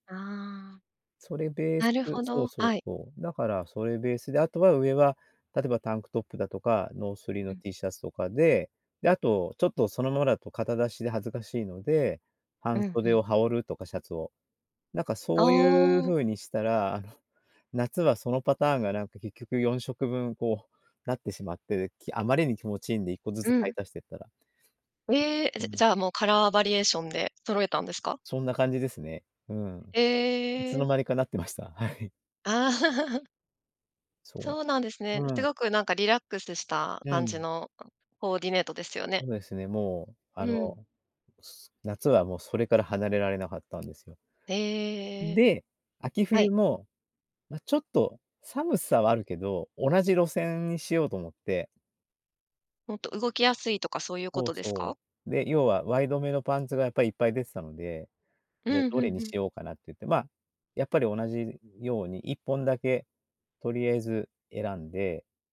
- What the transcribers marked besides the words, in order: other background noise; laughing while speaking: "はい"; giggle; tapping
- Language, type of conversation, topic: Japanese, podcast, 今の服の好みはどうやって決まった？